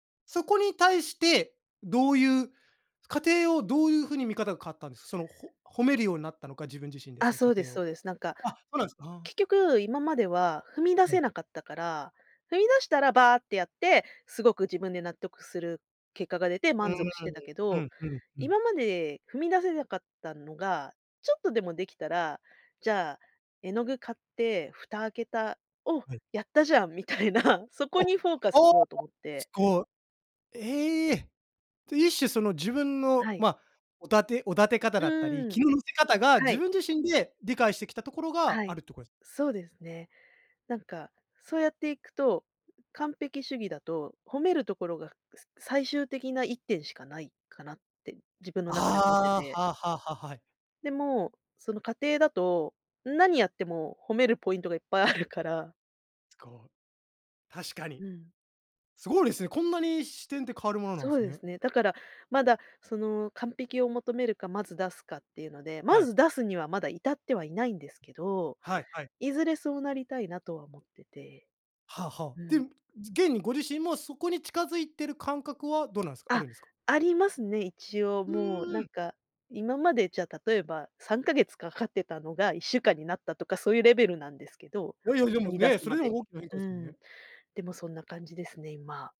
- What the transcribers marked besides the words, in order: other background noise; chuckle
- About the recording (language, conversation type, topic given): Japanese, podcast, 完璧を目指すべきか、まずは出してみるべきか、どちらを選びますか？